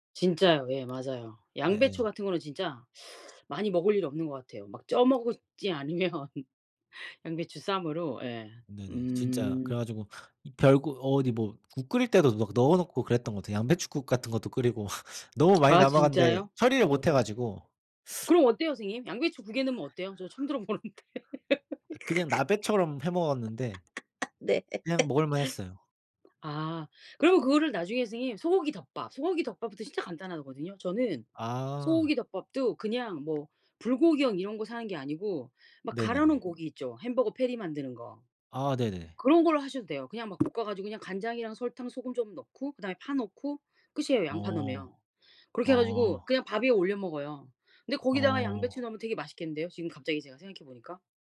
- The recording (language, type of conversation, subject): Korean, unstructured, 간단하게 만들 수 있는 음식 추천해 주실 수 있나요?
- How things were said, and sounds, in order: tapping; laughing while speaking: "않으면"; lip smack; laugh; teeth sucking; laughing while speaking: "처음 들어 보는데. 네"; other background noise; put-on voice: "패티"